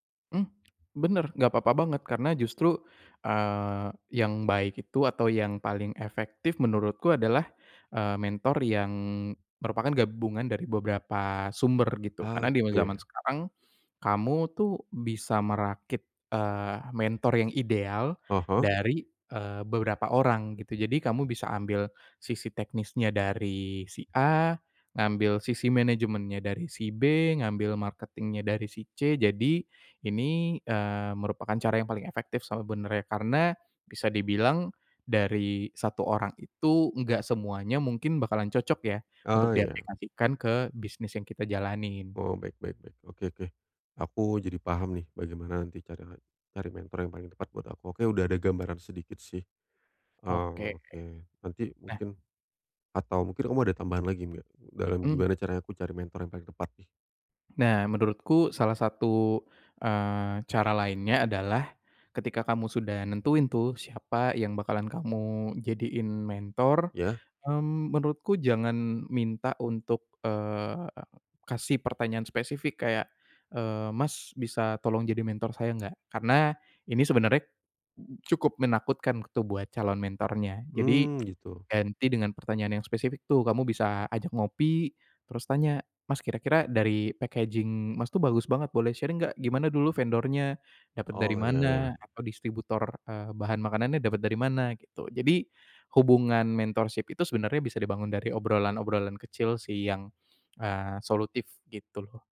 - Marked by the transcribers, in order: in English: "marketing-nya"; "sebenarnya" said as "saebenernya"; in English: "packaging"; in English: "sharing"; in English: "mentorship"
- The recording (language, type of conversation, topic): Indonesian, advice, Bagaimana cara menemukan mentor yang tepat untuk membantu perkembangan karier saya?